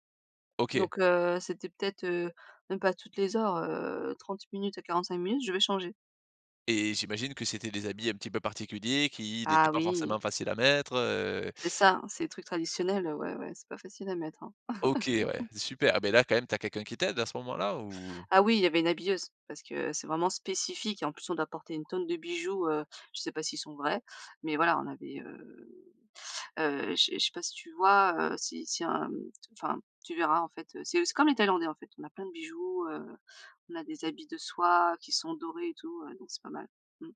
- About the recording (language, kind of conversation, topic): French, podcast, Parle-nous de ton mariage ou d’une cérémonie importante : qu’est-ce qui t’a le plus marqué ?
- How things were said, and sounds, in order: tapping; laugh